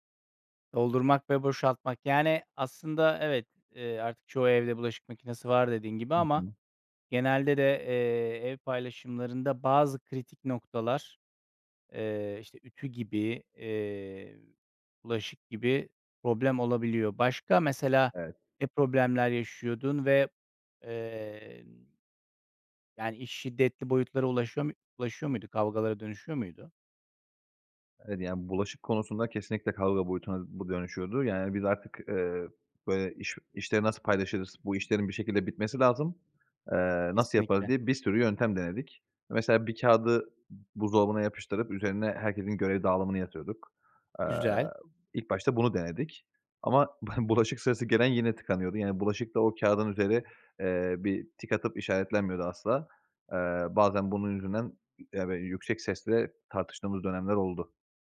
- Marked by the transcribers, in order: scoff
- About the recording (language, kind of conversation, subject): Turkish, podcast, Ev işlerini adil paylaşmanın pratik yolları nelerdir?